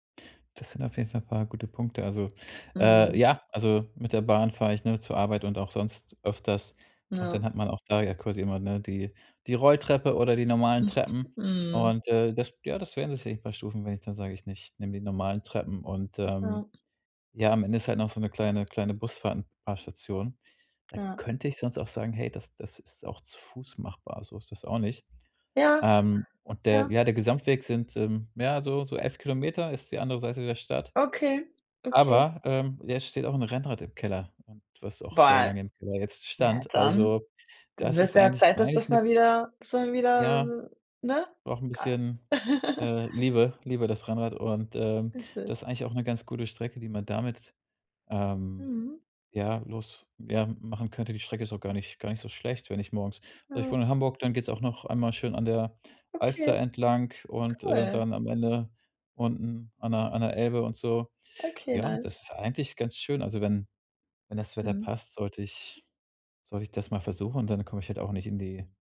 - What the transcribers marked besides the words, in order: chuckle; unintelligible speech; laugh; in English: "nice"
- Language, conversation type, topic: German, advice, Wie kann ich im Alltag mehr Bewegung einbauen, ohne ins Fitnessstudio zu gehen?